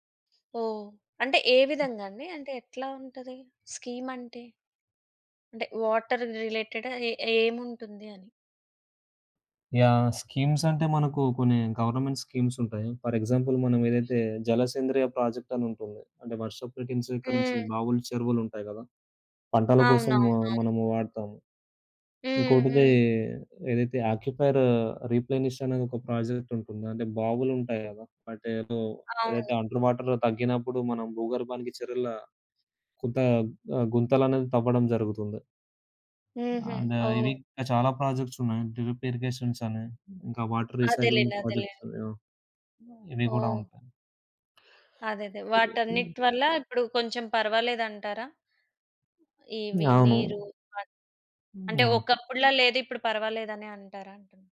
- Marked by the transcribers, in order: other background noise; in English: "స్కీమ్స్"; in English: "గవర్నమెంట్ స్కీమ్స్"; in English: "ఫర్ ఎగ్జాంపుల్"; in English: "ఆక్యుపైర్ రీప్లేనిష్"; in English: "ప్రాజెక్ట్"; in English: "అండర్ వాటర్"; in English: "అండ్"; in English: "ప్రాజెక్ట్స్"; in English: "డ్రిప్ ఇరిగేషన్స్"; in English: "వాటర్ రీసైక్లింగ్ ప్రాజెక్ట్స్"; unintelligible speech
- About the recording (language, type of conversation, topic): Telugu, podcast, మనం రోజువారీ జీవితంలో నీటిని వృథా చేయకుండా ఎలా జీవించాలి?